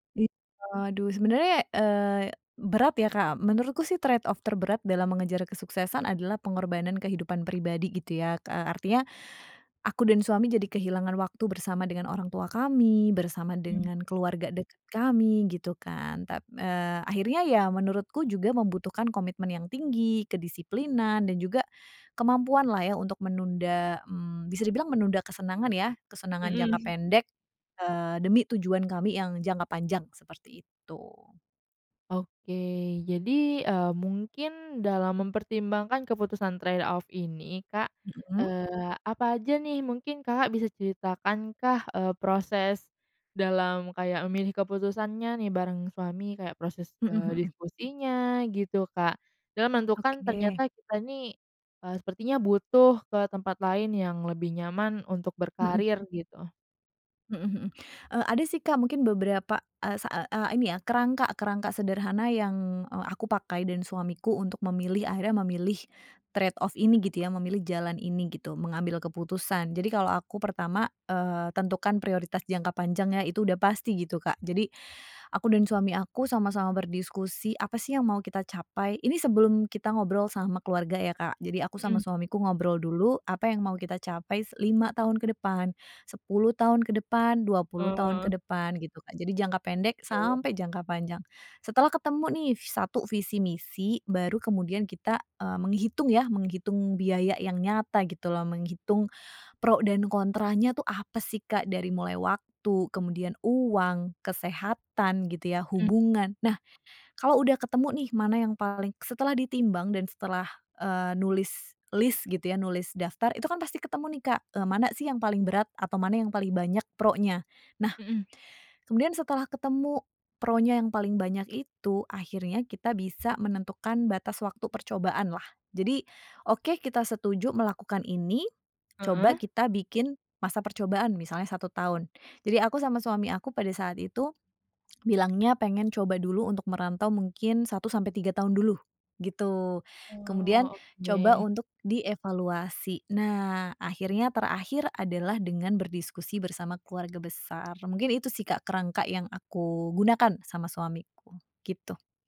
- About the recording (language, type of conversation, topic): Indonesian, podcast, Apa pengorbanan paling berat yang harus dilakukan untuk meraih sukses?
- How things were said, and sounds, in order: in English: "trade off"; in English: "trade off"; in English: "trade off"; other background noise